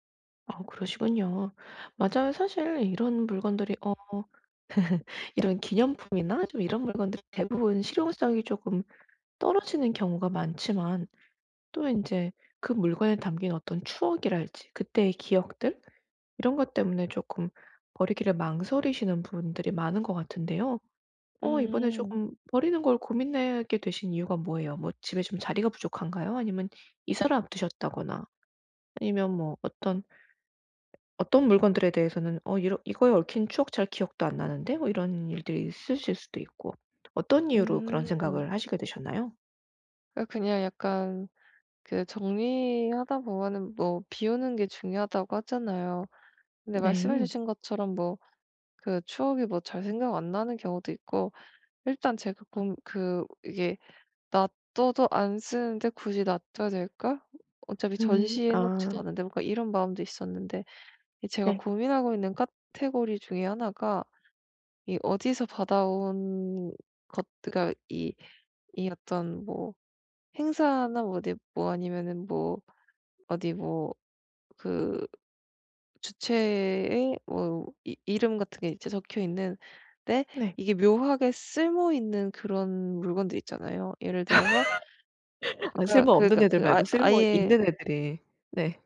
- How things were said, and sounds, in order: other background noise; chuckle; laugh
- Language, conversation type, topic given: Korean, advice, 감정이 담긴 오래된 물건들을 이번에 어떻게 정리하면 좋을까요?